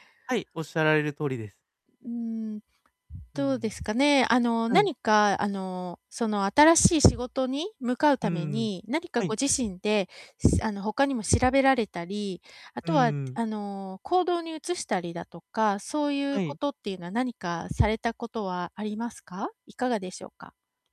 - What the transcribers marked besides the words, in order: none
- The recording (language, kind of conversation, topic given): Japanese, advice, 安定した生活を選ぶべきか、それとも成長につながる挑戦を選ぶべきか、どう判断すればよいですか？